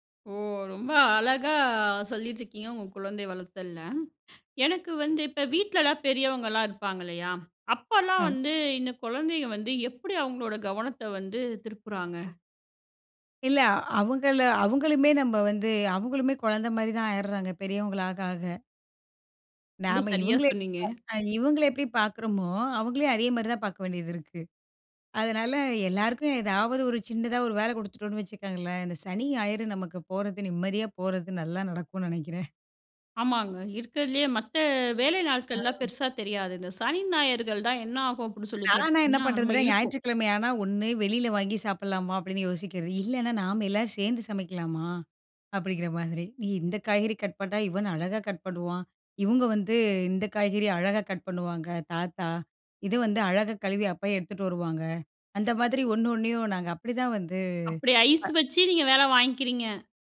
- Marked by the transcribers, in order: other noise; laughing while speaking: "நடக்கும்னு நெனைக்கிறேன்"; "நான்லா" said as "நாலான்னா"
- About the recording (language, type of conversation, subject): Tamil, podcast, குழந்தைகள் அருகில் இருக்கும்போது அவர்களின் கவனத்தை வேறு விஷயத்திற்குத் திருப்புவது எப்படி?